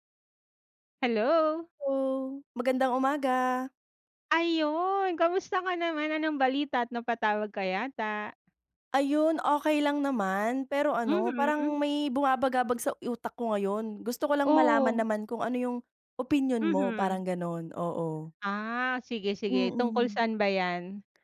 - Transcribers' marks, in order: none
- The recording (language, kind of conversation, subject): Filipino, unstructured, Paano mo ilalarawan ang ideal na relasyon para sa iyo, at ano ang pinakamahalagang bagay sa isang romantikong relasyon?